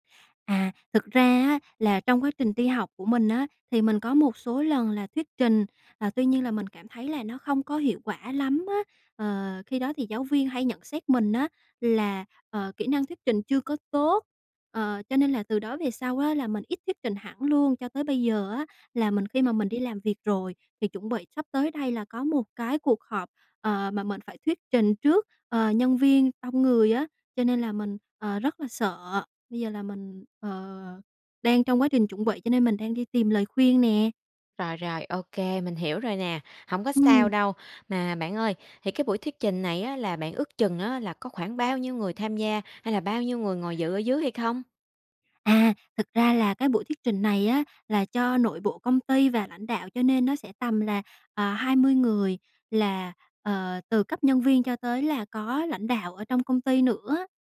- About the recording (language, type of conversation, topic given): Vietnamese, advice, Làm thế nào để vượt qua nỗi sợ thuyết trình trước đông người?
- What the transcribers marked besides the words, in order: tapping; other background noise